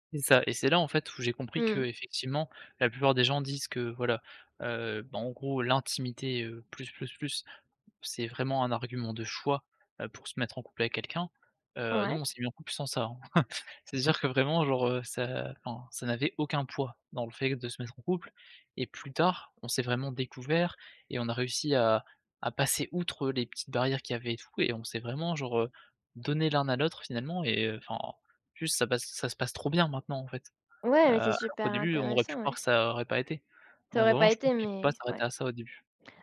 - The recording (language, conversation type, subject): French, podcast, Peux-tu raconter une rencontre qui a tout changé ?
- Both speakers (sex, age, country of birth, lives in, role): female, 25-29, France, France, host; male, 20-24, France, France, guest
- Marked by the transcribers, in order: chuckle; other background noise